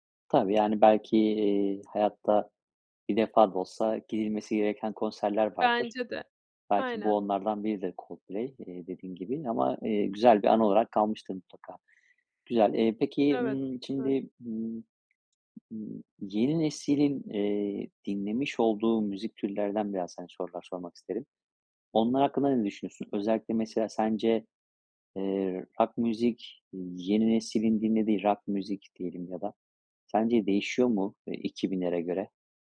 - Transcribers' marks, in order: other background noise
- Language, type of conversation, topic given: Turkish, podcast, En sevdiğin müzik türü hangisi?